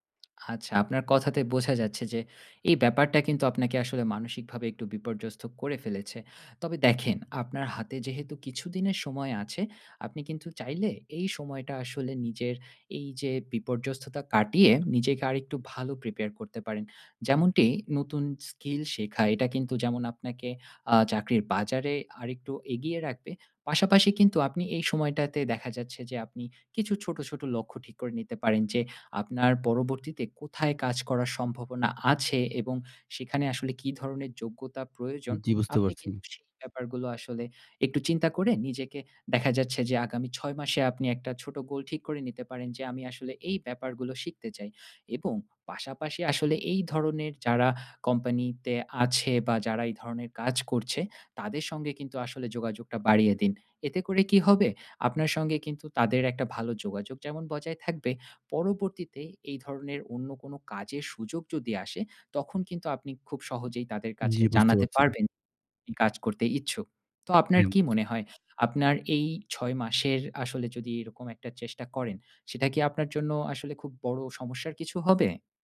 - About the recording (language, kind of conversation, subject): Bengali, advice, চাকরিতে কাজের অর্থহীনতা অনুভব করছি, জীবনের উদ্দেশ্য কীভাবে খুঁজে পাব?
- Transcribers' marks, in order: in English: "Prepare"